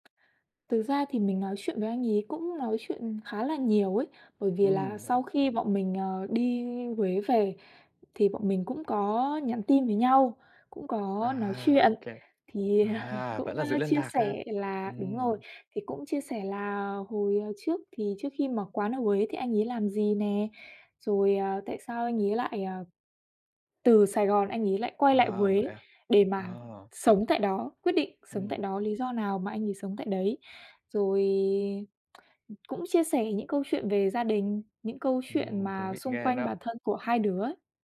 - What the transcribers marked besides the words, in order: tapping; laughing while speaking: "à"; lip smack
- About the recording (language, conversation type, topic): Vietnamese, podcast, Bạn đã từng gặp một người lạ khiến chuyến đi của bạn trở nên đáng nhớ chưa?